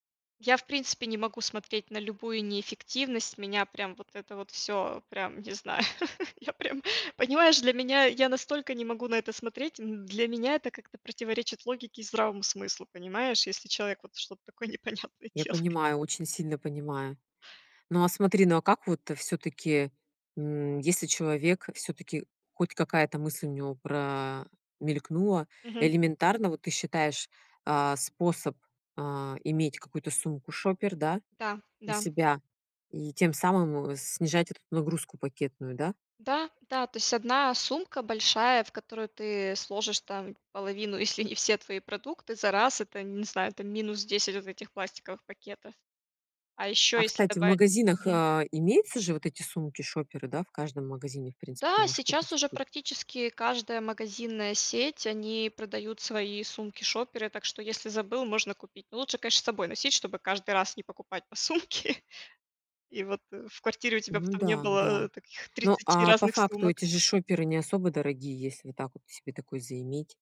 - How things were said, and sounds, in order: laugh; laughing while speaking: "я прям"; laughing while speaking: "непонятное делает"; tapping; laughing while speaking: "если"; laughing while speaking: "сумке"
- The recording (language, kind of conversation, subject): Russian, podcast, Как, по‑твоему, можно решить проблему пластика в быту?